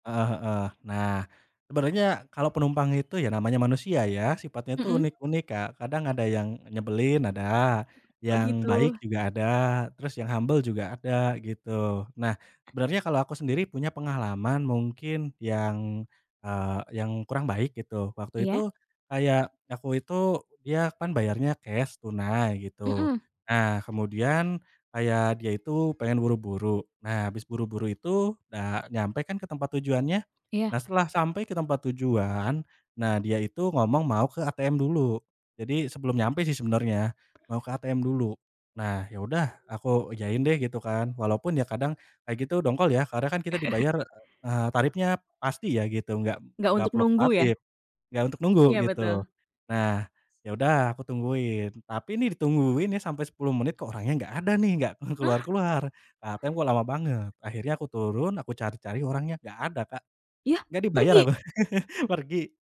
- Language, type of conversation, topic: Indonesian, podcast, Bagaimana pengalaman Anda menggunakan transportasi daring?
- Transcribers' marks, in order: "sebenernya" said as "ebenernya"; other background noise; in English: "humble"; tapping; chuckle; laughing while speaking: "kelu"; chuckle